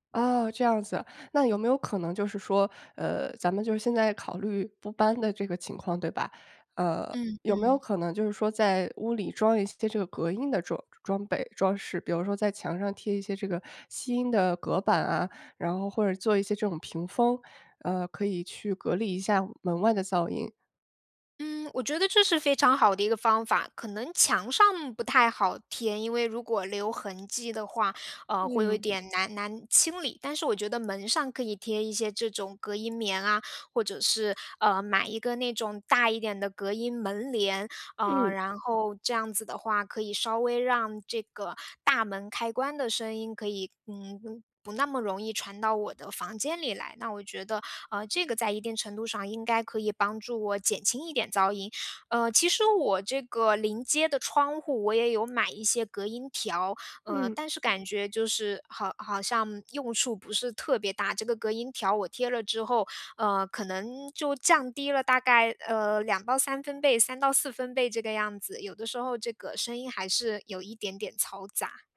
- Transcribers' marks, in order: none
- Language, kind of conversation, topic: Chinese, advice, 我怎么才能在家更容易放松并享受娱乐？